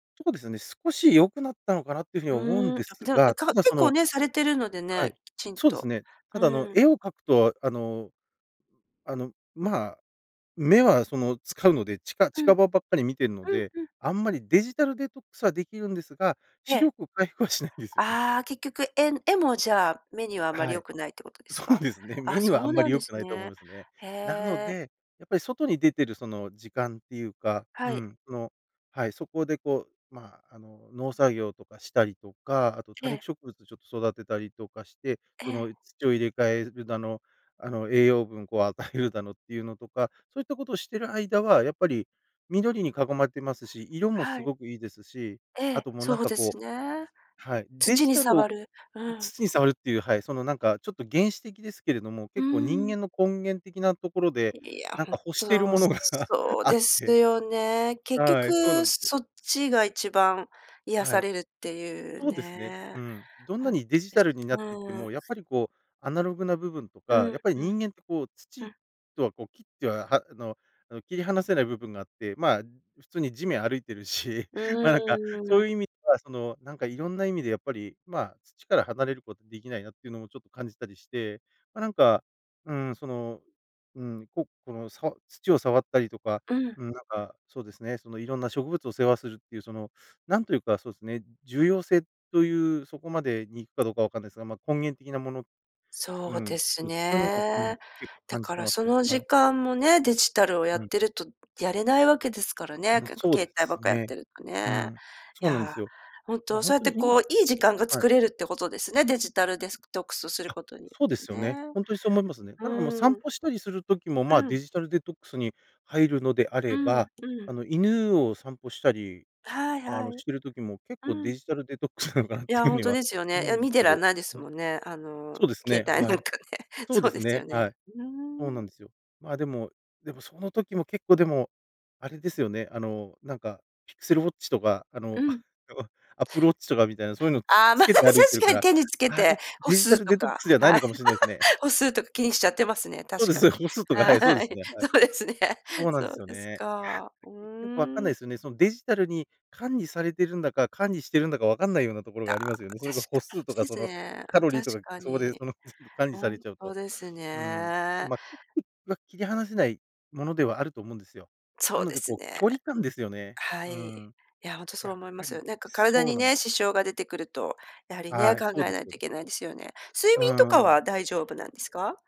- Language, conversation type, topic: Japanese, podcast, あえてデジタル断ちする時間を取っていますか？
- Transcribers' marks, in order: laughing while speaking: "視力回復はしないんですよね"; laughing while speaking: "そうですね。目にはあんまり良くないと思いますね"; laughing while speaking: "なんか欲してるものがあって"; laughing while speaking: "普通に地面歩いてるし、ま、なんか"; laughing while speaking: "なのかなって"; laughing while speaking: "携帯なんかね。そうですよね"; laughing while speaking: "あの あの、アップルウォッチとかみたいな"; laughing while speaking: "まあ、確かに手につけて"; laugh; laughing while speaking: "そうですよ。歩数とか、はい"; laughing while speaking: "はい、そうですね"; unintelligible speech; laughing while speaking: "その、全部管理されちゃうと"; unintelligible speech